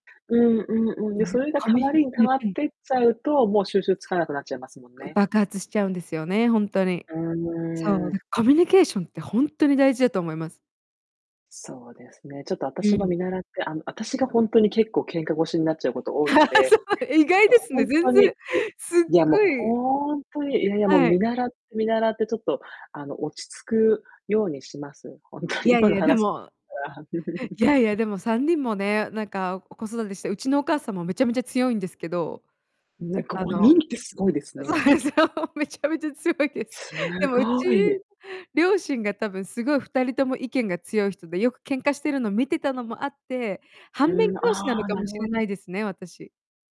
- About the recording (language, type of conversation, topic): Japanese, unstructured, 恋人と意見が合わないとき、どうしていますか？
- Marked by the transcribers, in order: unintelligible speech; laugh; laughing while speaking: "そう"; laughing while speaking: "本当に"; distorted speech; chuckle; laughing while speaking: "う、そうでしょ、めちゃめちゃ強いです"